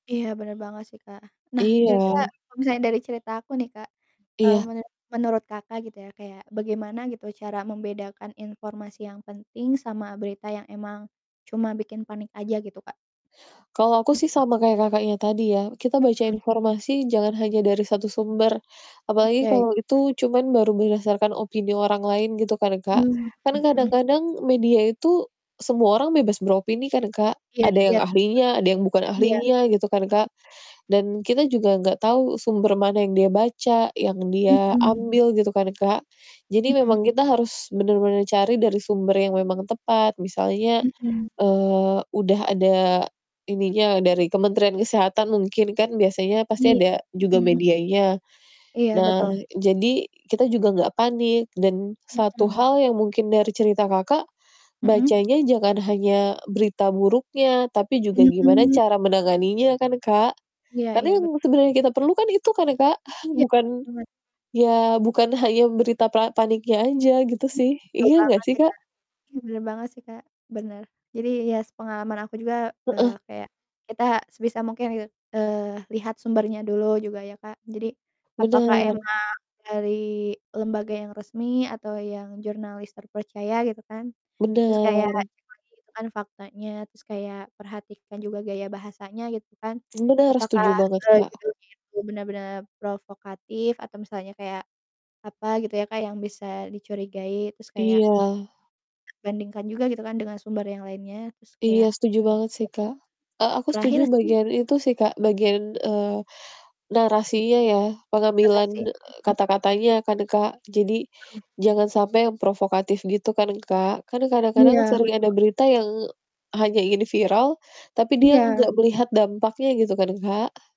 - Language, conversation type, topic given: Indonesian, unstructured, Bagaimana kamu menilai pengaruh media dalam menyebarkan ketakutan massal?
- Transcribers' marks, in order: static; distorted speech; other animal sound; chuckle; other background noise